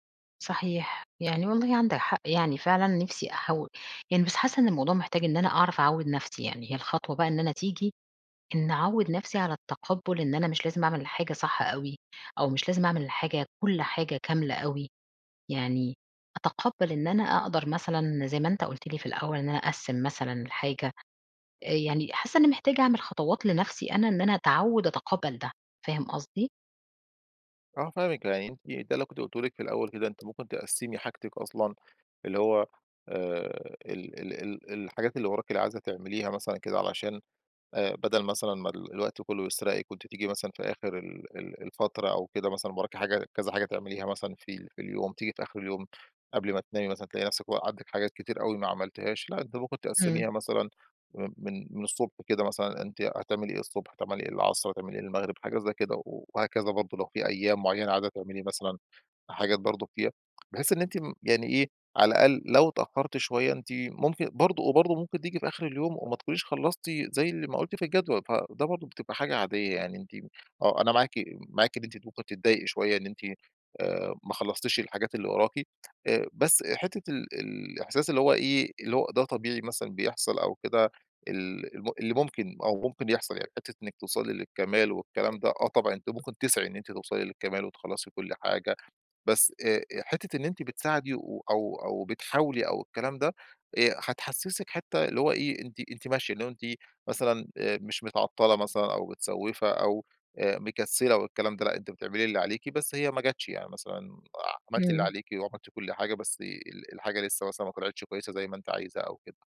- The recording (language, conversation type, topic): Arabic, advice, إزاي بتتعامل مع التسويف وتأجيل شغلك الإبداعي لحد آخر لحظة؟
- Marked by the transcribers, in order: tapping; unintelligible speech